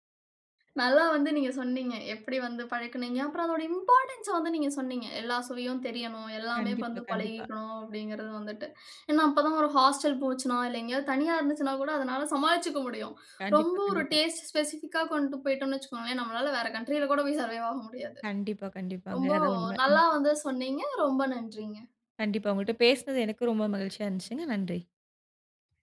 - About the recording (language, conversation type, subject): Tamil, podcast, குழந்தைகளுக்கு புதிய சுவைகளை எப்படி அறிமுகப்படுத்தலாம்?
- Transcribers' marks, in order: in English: "இம்பார்ட்டன்ஸ"; in English: "ஹாஸ்டல்"; in English: "ஸ்பெசிஃபிக்கா"; in English: "கண்ட்ரியில"; in English: "சர்வைவ்"